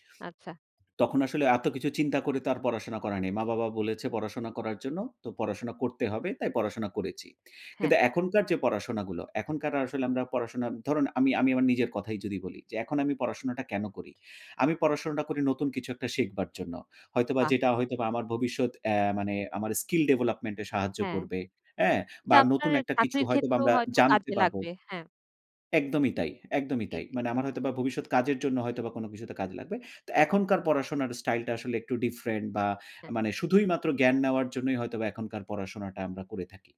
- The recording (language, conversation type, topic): Bengali, podcast, আপনি পড়াশোনায় অনুপ্রেরণা কোথা থেকে পান?
- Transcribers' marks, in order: none